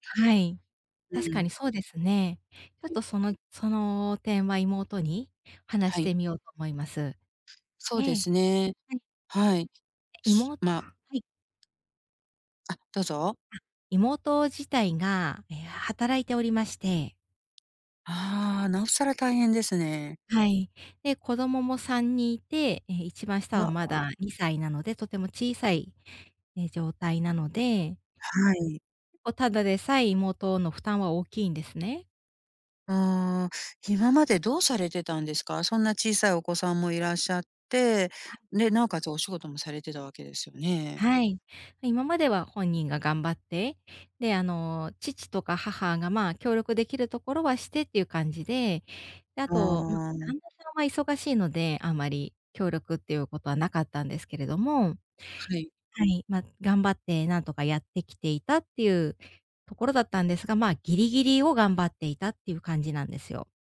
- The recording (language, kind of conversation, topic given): Japanese, advice, 介護と仕事をどのように両立すればよいですか？
- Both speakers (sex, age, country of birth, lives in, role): female, 35-39, Japan, Japan, user; female, 55-59, Japan, United States, advisor
- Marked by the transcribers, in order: other background noise